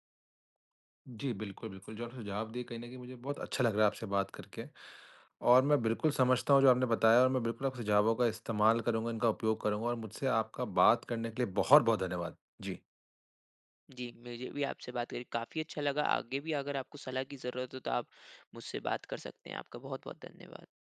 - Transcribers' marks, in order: none
- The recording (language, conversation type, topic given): Hindi, advice, मैं बिना रक्षात्मक हुए फीडबैक कैसे स्वीकार कर सकता/सकती हूँ?